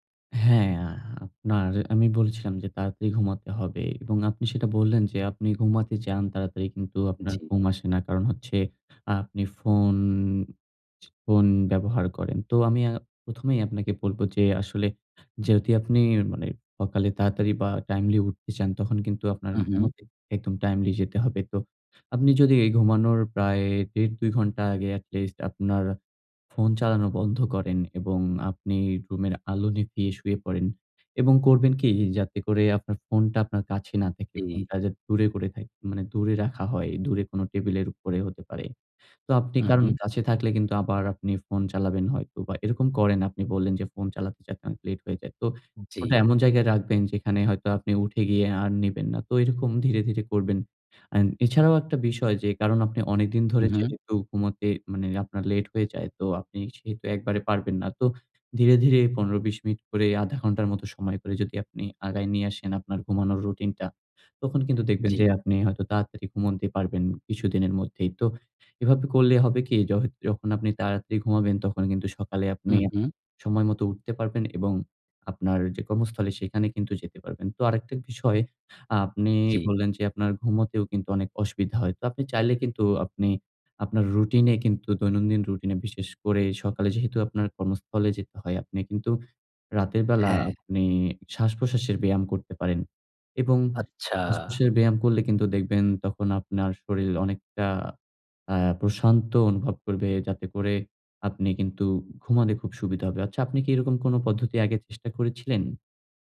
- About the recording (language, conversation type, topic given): Bengali, advice, প্রতিদিন সকালে সময়মতো উঠতে আমি কেন নিয়মিত রুটিন মেনে চলতে পারছি না?
- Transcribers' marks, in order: drawn out: "ফোন"; "যেহেতু" said as "জেউতি"; "ঘুমোতে" said as "ঘুমন্তে"; drawn out: "আচ্ছা"; "ঘুমাতে" said as "ঘুমানে"